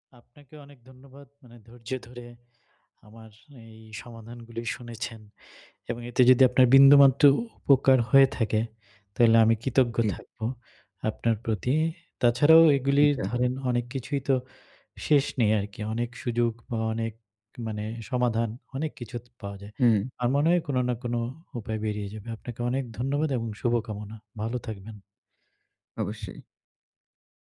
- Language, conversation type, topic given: Bengali, advice, আর্থিক দুশ্চিন্তা কমাতে আমি কীভাবে বাজেট করে সঞ্চয় শুরু করতে পারি?
- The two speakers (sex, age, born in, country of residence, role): male, 25-29, Bangladesh, Bangladesh, user; male, 45-49, Bangladesh, Bangladesh, advisor
- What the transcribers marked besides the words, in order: none